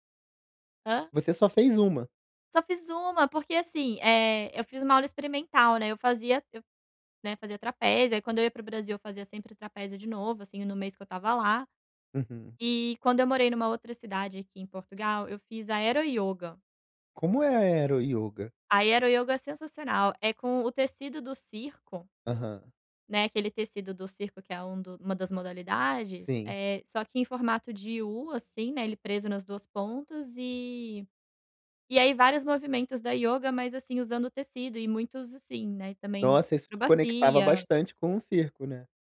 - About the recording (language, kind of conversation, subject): Portuguese, advice, Por que eu acordo sem energia e como posso ter mais disposição pela manhã?
- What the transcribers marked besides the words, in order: tapping